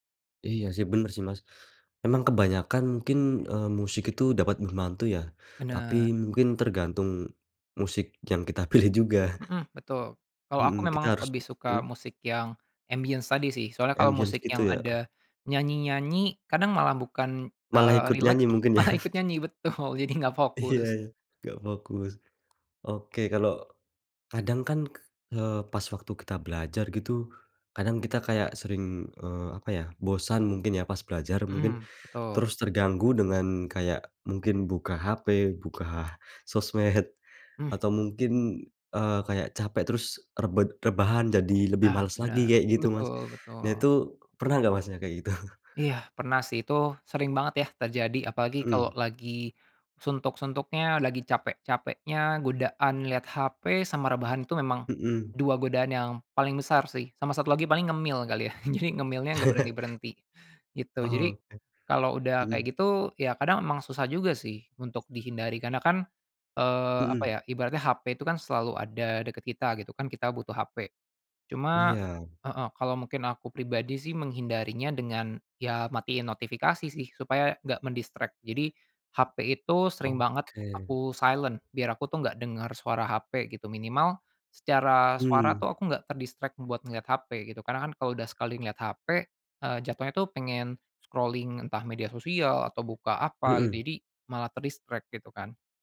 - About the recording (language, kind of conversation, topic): Indonesian, podcast, Bagaimana cara kamu mengatasi rasa malas saat belajar?
- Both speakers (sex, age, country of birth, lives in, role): male, 25-29, Indonesia, Indonesia, guest; male, 25-29, Indonesia, Indonesia, host
- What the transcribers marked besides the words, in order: other background noise; laughing while speaking: "juga"; in English: "ambience"; in English: "Ambience"; laughing while speaking: "malah"; tapping; laughing while speaking: "betul"; laughing while speaking: "gitu?"; laughing while speaking: "ya"; chuckle; in English: "men-distract"; in English: "silent"; in English: "ter-distract"; in English: "scrolling"; in English: "ter-distract"